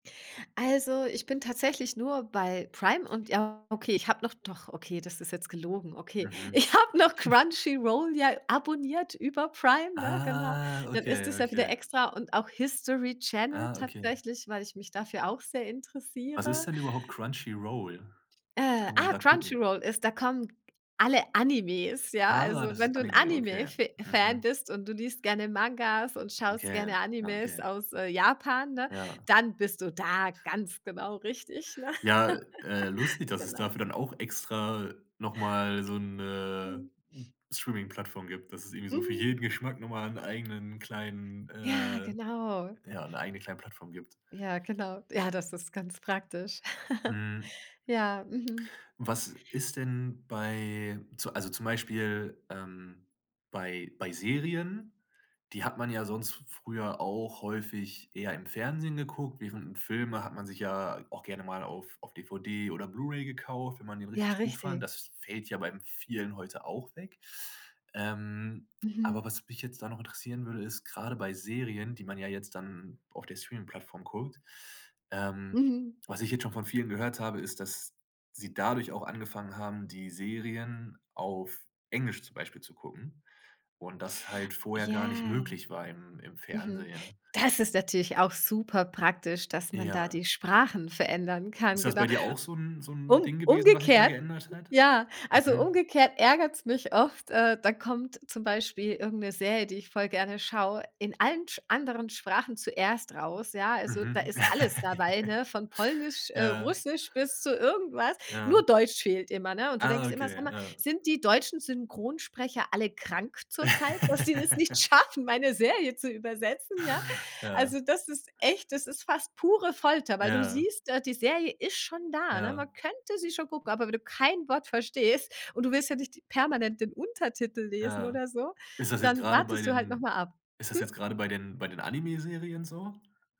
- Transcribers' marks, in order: laughing while speaking: "Ich habe noch"; chuckle; drawn out: "Ah"; chuckle; other noise; laugh; drawn out: "Ja"; laugh; laugh
- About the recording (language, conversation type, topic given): German, podcast, Wie verändern Streamingdienste eigentlich unser Fernsehverhalten?